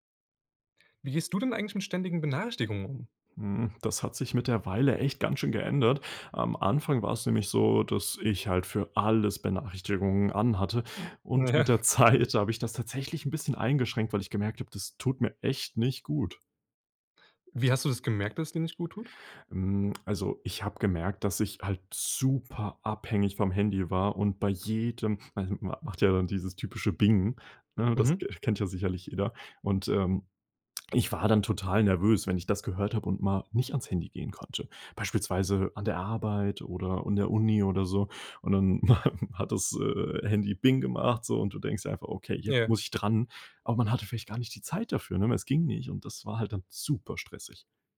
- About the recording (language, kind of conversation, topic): German, podcast, Wie gehst du mit ständigen Benachrichtigungen um?
- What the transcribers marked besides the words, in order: stressed: "alles"; laughing while speaking: "Zeit"; laughing while speaking: "Ja"; chuckle; laughing while speaking: "hat das, äh, Handy"; stressed: "super"